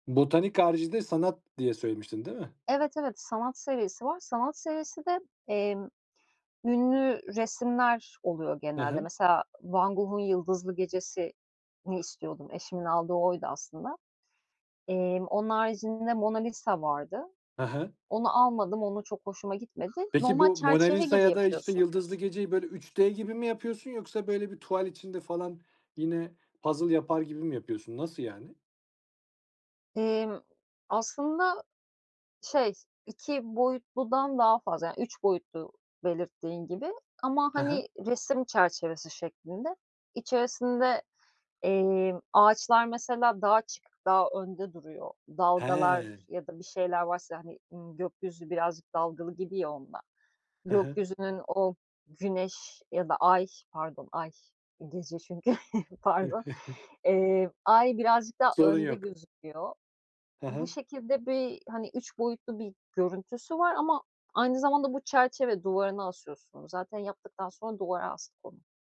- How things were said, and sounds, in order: other background noise; tapping; chuckle; chuckle
- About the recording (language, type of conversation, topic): Turkish, podcast, Bu hobiyi nasıl ve nerede keşfettin?